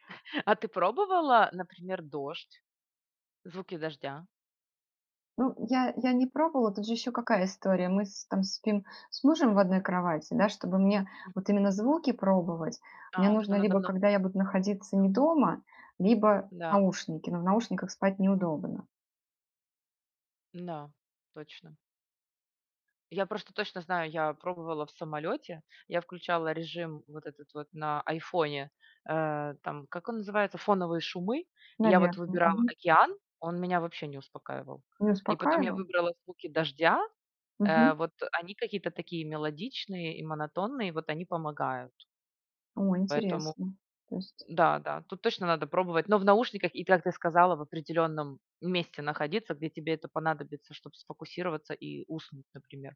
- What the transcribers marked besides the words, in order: tapping
- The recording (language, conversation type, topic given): Russian, podcast, Что помогает тебе лучше спать, когда тревога мешает?